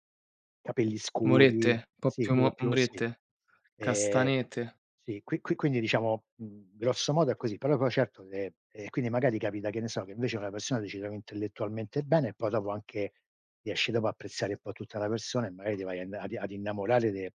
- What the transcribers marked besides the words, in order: other background noise
- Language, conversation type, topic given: Italian, unstructured, Come definiresti l’amore vero?